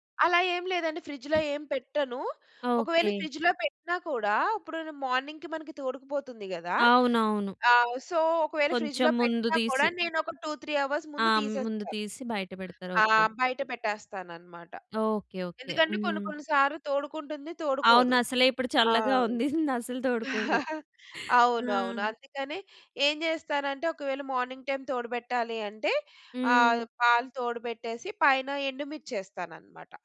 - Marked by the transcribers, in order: in English: "ఫ్రిడ్జ్‌లో"; other noise; in English: "ఫ్రిడ్జ్‌లో"; in English: "మార్నింగ్‌కి"; in English: "సో"; in English: "ఫ్రిడ్జ్‌లో"; in English: "టూ త్రీ అవర్స్"; chuckle; "అసలు" said as "నసలు"; in English: "మార్నింగ్ టైమ్"
- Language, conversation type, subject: Telugu, podcast, అతిథులు వచ్చినప్పుడు ఇంటి సన్నాహకాలు ఎలా చేస్తారు?